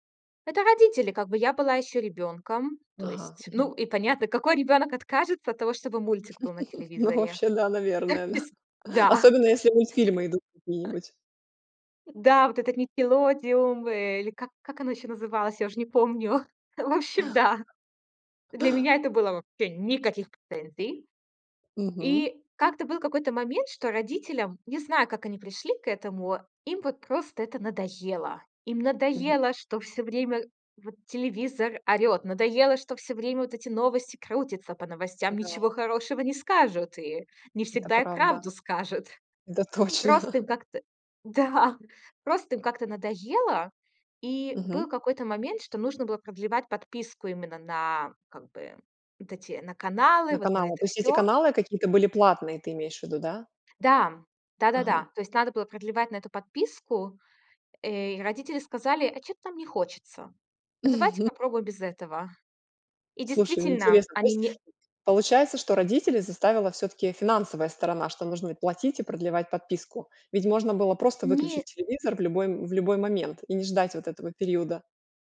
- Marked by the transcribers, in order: giggle; laughing while speaking: "да"; laughing while speaking: "То есть"; other background noise; chuckle; laughing while speaking: "не помню!"; chuckle; laughing while speaking: "Это точно"; laughing while speaking: "да"; chuckle
- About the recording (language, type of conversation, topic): Russian, podcast, Что для тебя значит цифровой детокс и как его провести?